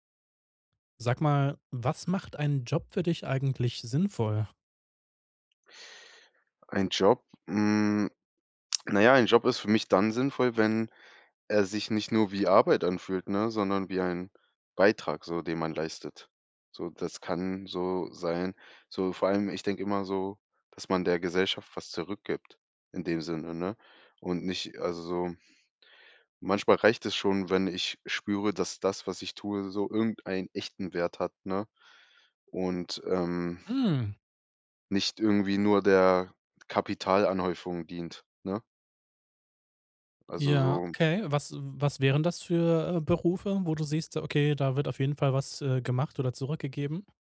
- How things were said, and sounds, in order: surprised: "Mhm"
- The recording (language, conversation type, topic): German, podcast, Was macht einen Job für dich sinnvoll?